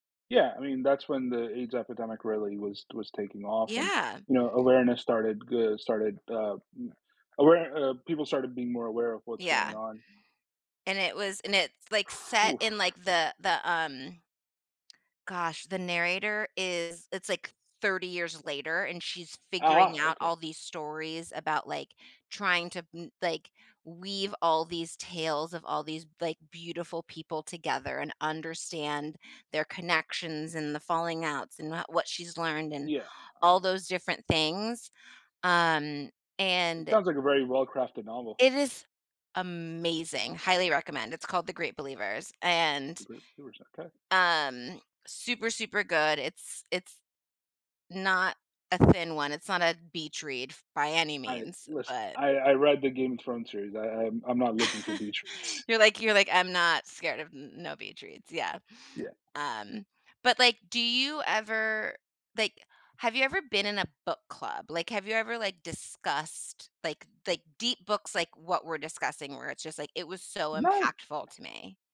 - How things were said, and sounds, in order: chuckle; unintelligible speech; other background noise
- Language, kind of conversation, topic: English, unstructured, Why do some books have such a strong emotional impact on us?
- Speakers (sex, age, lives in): female, 35-39, United States; male, 35-39, United States